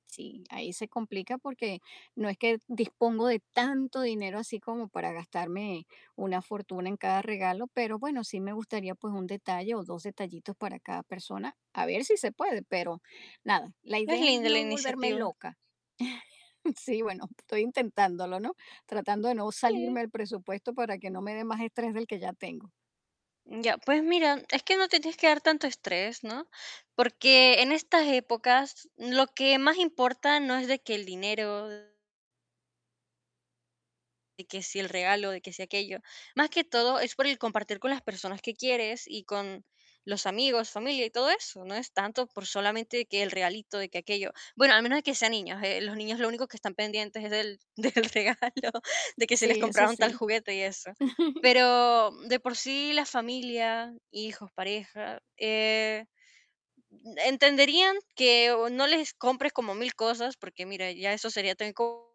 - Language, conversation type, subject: Spanish, advice, ¿Qué gastos impulsivos haces y cómo te generan estrés financiero?
- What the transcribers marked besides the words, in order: chuckle; distorted speech; laughing while speaking: "del regalo"; chuckle; other noise